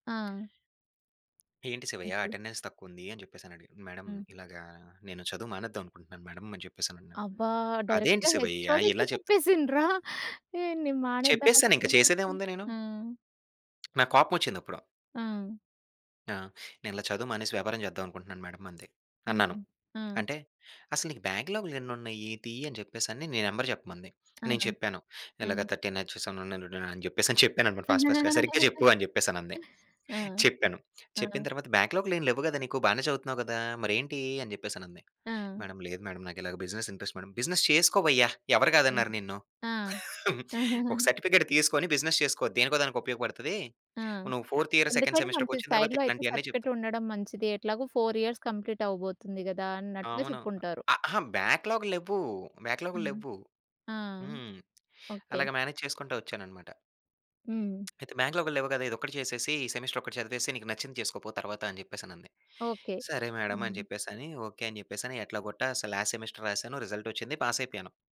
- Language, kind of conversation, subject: Telugu, podcast, నీవు అనుకున్న దారిని వదిలి కొత్త దారిని ఎప్పుడు ఎంచుకున్నావు?
- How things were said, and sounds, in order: in English: "అటెండన్స్"; in English: "మేడమ్"; in English: "మేడమ్"; in English: "డైరెక్ట్‌గా హెచ్ఓడికే"; chuckle; tapping; in English: "మేడమ్"; in English: "నెంబర్"; in English: "థర్టీన్ హెచ్ సెవన్"; unintelligible speech; chuckle; in English: "ఫాస్ట్ ఫాస్ట్‌గా"; giggle; in English: "మేడమ్"; in English: "మేడమ్"; in English: "బిజినెస్ ఇంట్రెస్ట్ మేడమ్. బిజినెస్"; chuckle; in English: "బిజినెస్"; in English: "ఫోర్త్ ఇయర్ సెకండ్ సెమిస్టర్‌కొచ్చిన"; in English: "సైడ్‌లో"; in English: "ఫోర్ ఇయర్స్ కంప్లీట్"; in English: "మేనేజ్"; in English: "సెమిస్టర్"; in English: "మేడమ్"; in English: "లాస్ట్ సెమిస్టర్"; in English: "రిజల్ట్"; in English: "పాస్"